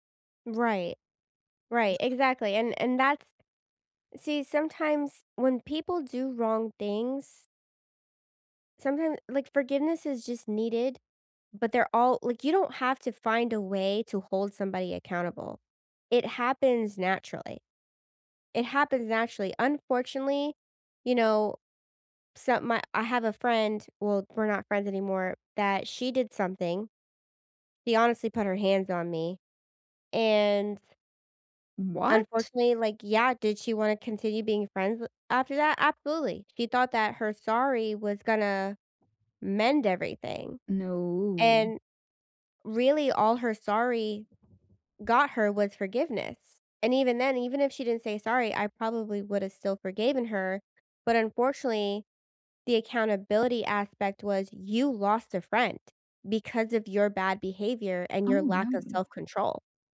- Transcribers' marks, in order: other background noise; tapping; drawn out: "No"; "forgiven" said as "forgaven"
- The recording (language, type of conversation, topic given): English, unstructured, How do you know when to forgive and when to hold someone accountable?